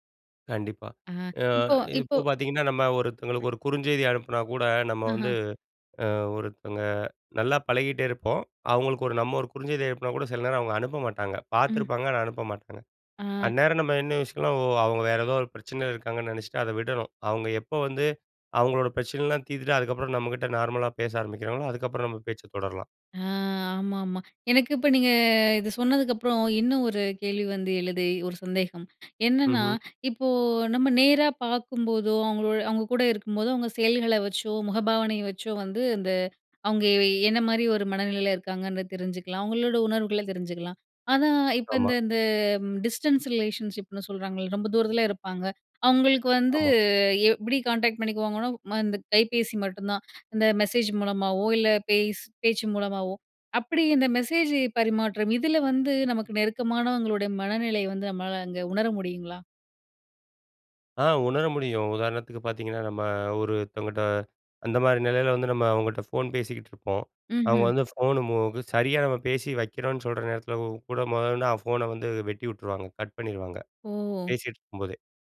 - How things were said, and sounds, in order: other noise; inhale; inhale; in English: "டிஸ்டன்ஸ் ரிலேஷன்ஷிப்னு"; in English: "கான்டாக்ட்"; inhale
- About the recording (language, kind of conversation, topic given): Tamil, podcast, மற்றவரின் உணர்வுகளை நீங்கள் எப்படிப் புரிந்துகொள்கிறீர்கள்?